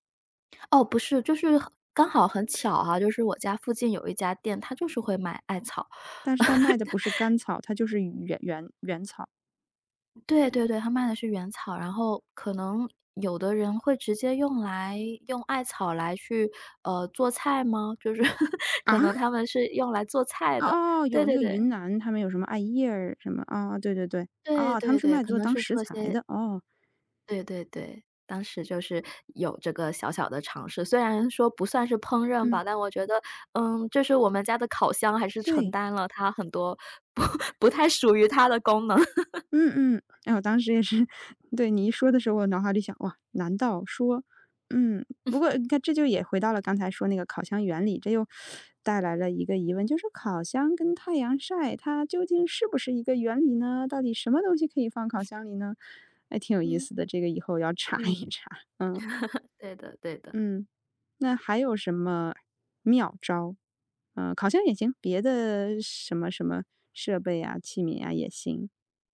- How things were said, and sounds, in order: laugh; laugh; surprised: "啊？"; laughing while speaking: "不"; laugh; laughing while speaking: "是"; laugh; teeth sucking; laugh; laughing while speaking: "查一查"; laugh
- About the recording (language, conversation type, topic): Chinese, podcast, 你会把烹饪当成一种创作吗？